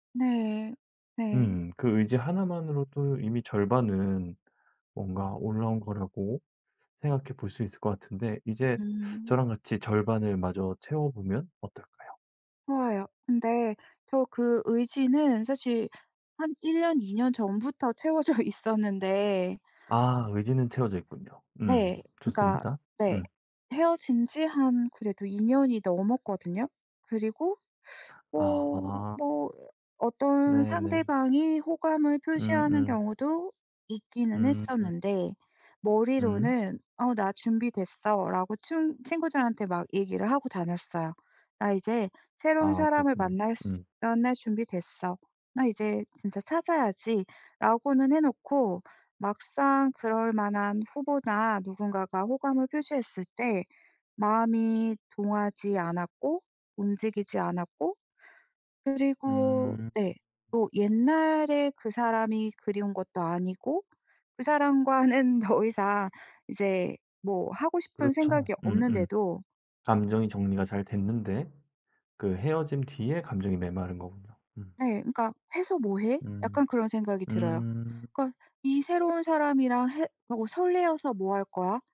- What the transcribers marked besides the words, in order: other background noise; laughing while speaking: "채워져"; tapping
- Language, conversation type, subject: Korean, advice, 요즘 감정이 무뎌지고 일상에 흥미가 없다고 느끼시나요?